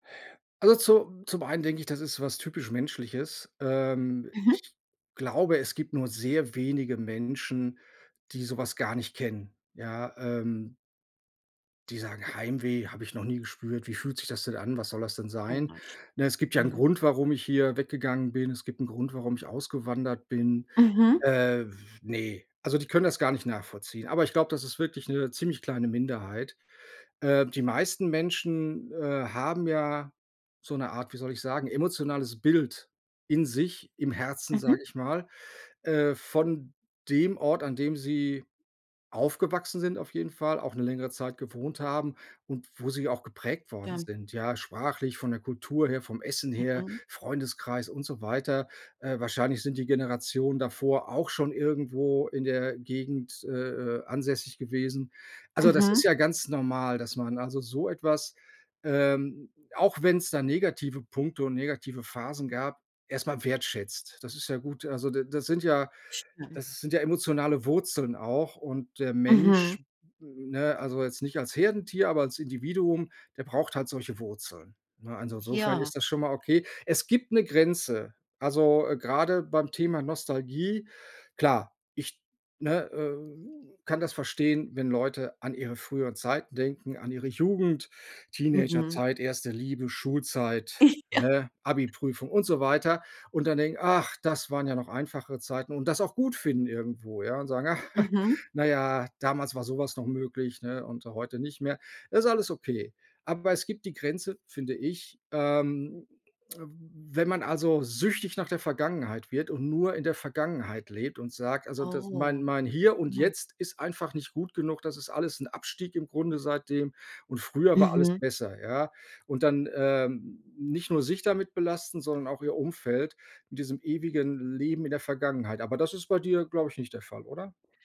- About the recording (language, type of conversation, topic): German, advice, Wie kann ich besser mit Heimweh und Nostalgie umgehen?
- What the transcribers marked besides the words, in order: laughing while speaking: "Ja"; chuckle